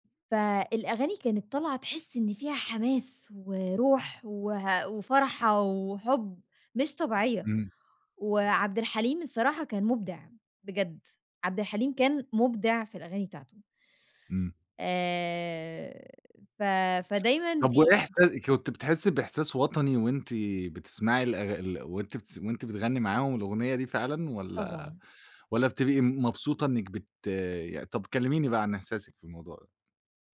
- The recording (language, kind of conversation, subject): Arabic, podcast, إيه دور الذكريات في اختيار أغاني مشتركة؟
- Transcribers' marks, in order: tapping